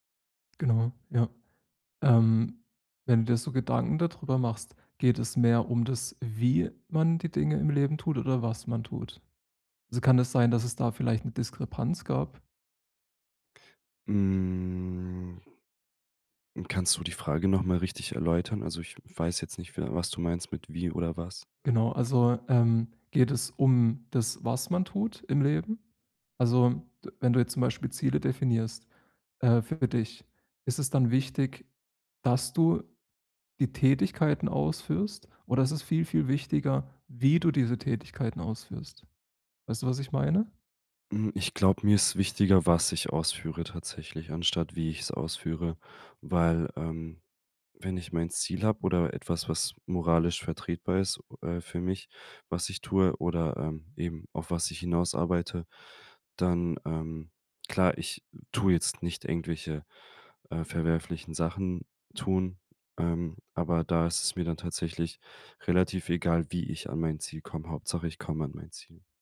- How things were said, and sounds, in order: stressed: "wie"; stressed: "was"; drawn out: "Hm"
- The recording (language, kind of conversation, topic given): German, advice, Wie finde ich heraus, welche Werte mir wirklich wichtig sind?